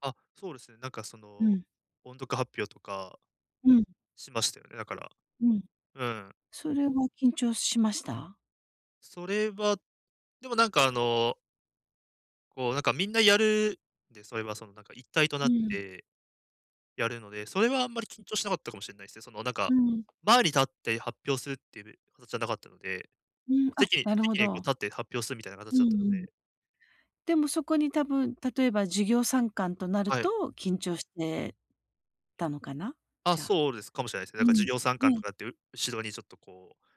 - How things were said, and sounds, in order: none
- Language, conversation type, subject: Japanese, advice, 人前で話すときに自信を高めるにはどうすればよいですか？